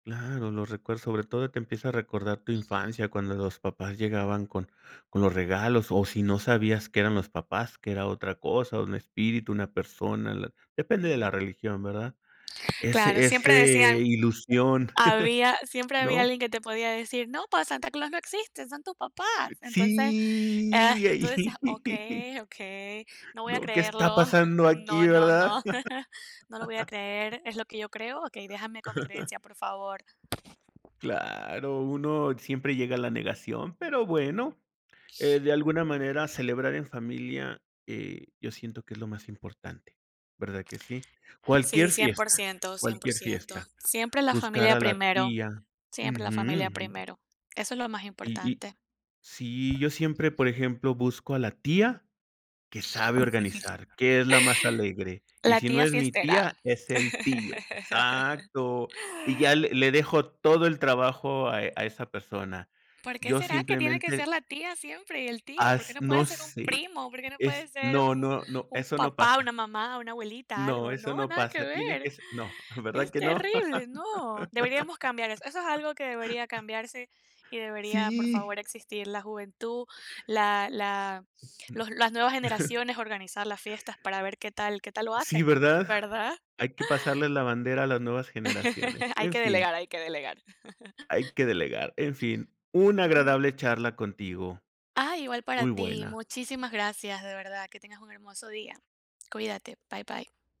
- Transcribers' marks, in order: unintelligible speech; background speech; tapping; chuckle; put-on voice: "No, pues Santa Claus no existe, son tus papás"; drawn out: "Sí"; laughing while speaking: "ahí"; fan; chuckle; chuckle; chuckle; chuckle; laugh; chuckle; chuckle
- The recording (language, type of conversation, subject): Spanish, podcast, ¿Cómo celebran las fiestas en tu familia?